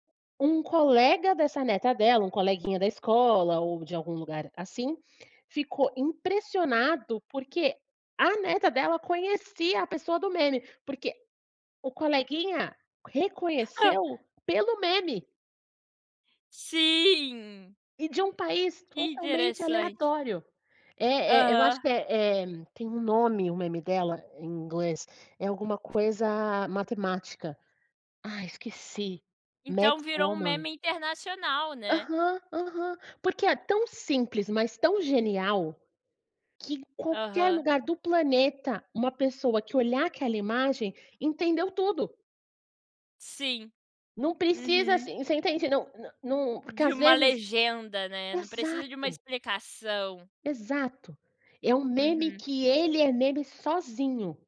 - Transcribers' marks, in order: chuckle; in English: "Math woman"
- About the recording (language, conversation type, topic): Portuguese, podcast, O que faz um meme atravessar diferentes redes sociais e virar referência cultural?